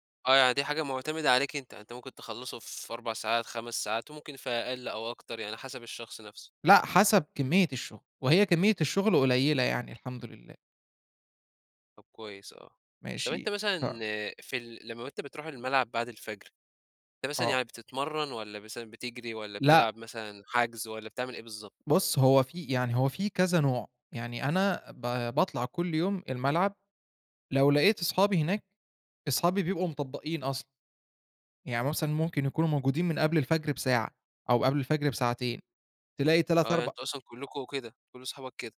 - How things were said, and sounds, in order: tapping
- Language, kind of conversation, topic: Arabic, podcast, إزاي بتوازن بين استمتاعك اليومي وخططك للمستقبل؟